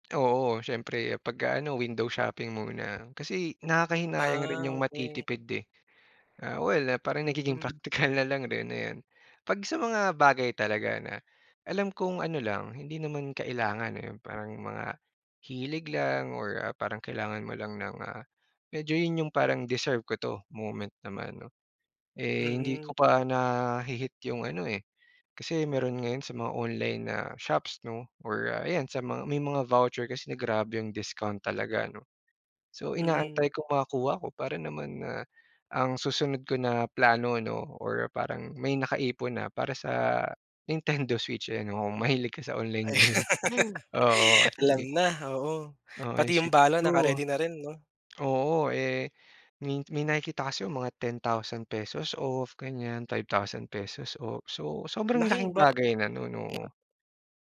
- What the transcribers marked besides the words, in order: laugh; laughing while speaking: "game"; tapping
- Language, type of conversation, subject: Filipino, podcast, Ano ang palagay mo sa pag-iipon kumpara sa paggastos para mag-enjoy?